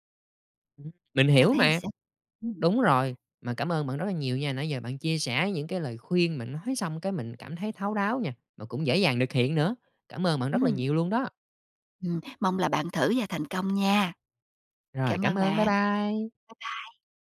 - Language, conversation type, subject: Vietnamese, advice, Bạn cảm thấy thế nào khi bị áp lực phải có con sau khi kết hôn?
- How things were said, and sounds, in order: none